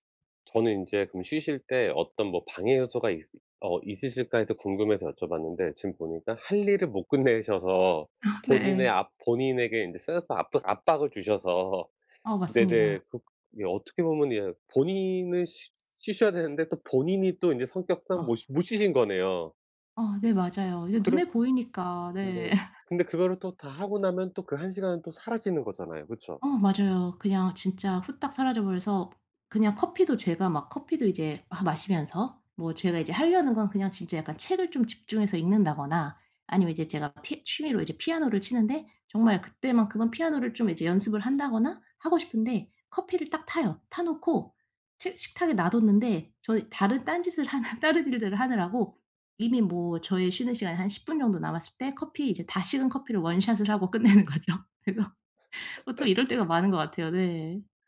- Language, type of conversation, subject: Korean, advice, 집에서 어떻게 하면 제대로 휴식을 취할 수 있을까요?
- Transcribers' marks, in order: laugh; laughing while speaking: "끝내셔서"; laughing while speaking: "주셔서"; laugh; other background noise; laughing while speaking: "하는"; laughing while speaking: "끝내는 거죠. 그래서"; laugh